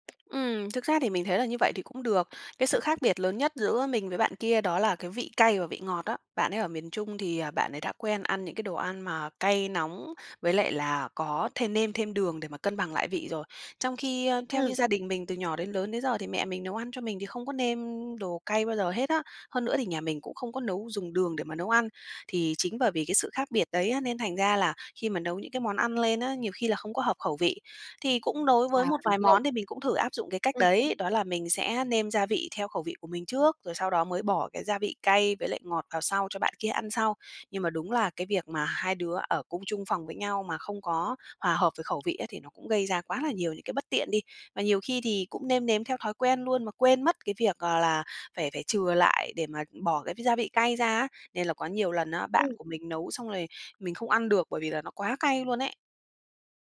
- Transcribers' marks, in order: tapping; other background noise
- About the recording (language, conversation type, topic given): Vietnamese, advice, Làm sao để cân bằng chế độ ăn khi sống chung với người có thói quen ăn uống khác?